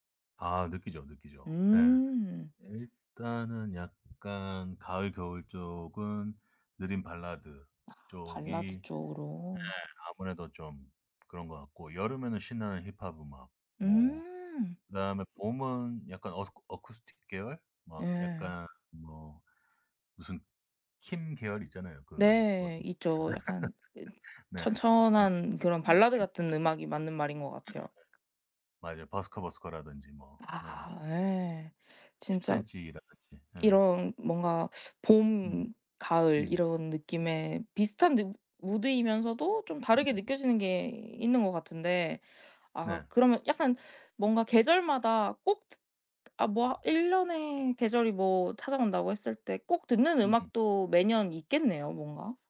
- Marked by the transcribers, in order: tapping; other background noise; laugh; unintelligible speech
- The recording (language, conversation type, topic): Korean, podcast, 좋아하는 음악 장르가 무엇이고, 그 장르의 어떤 점이 매력적이라고 느끼시나요?